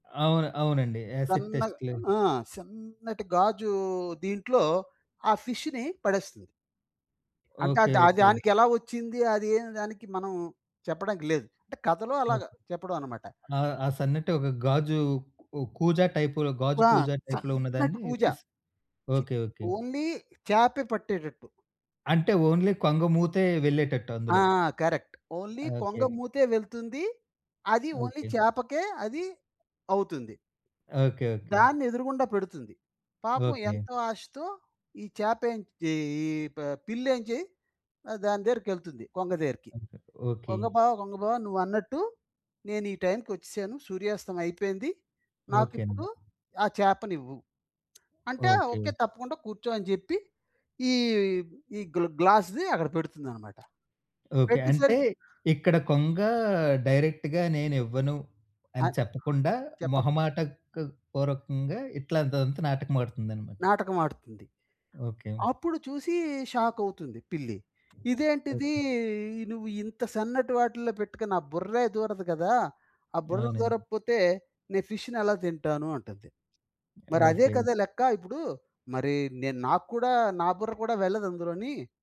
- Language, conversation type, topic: Telugu, podcast, మీరు కుటుంబ విలువలను కాపాడుకోవడానికి ఏ ఆచరణలను పాటిస్తారు?
- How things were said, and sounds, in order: in English: "యాసిడ్"; in English: "ఫిష్ష్‌ని"; tapping; in English: "టైప్‌లో"; in English: "ఓన్లీ"; other background noise; in English: "ఓన్లీ"; in English: "కరక్ట్. ఓన్లీ"; in English: "ఓన్లీ"; horn; in English: "డైరెక్ట్‌గా"; in English: "ఫిష్‌ని"